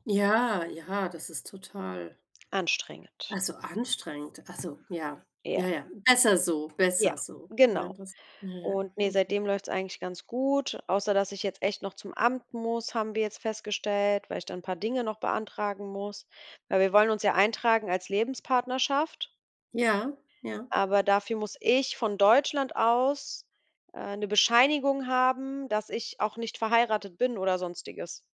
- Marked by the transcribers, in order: other background noise
- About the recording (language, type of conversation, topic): German, unstructured, Wie findest du die Balance zwischen Arbeit und Freizeit?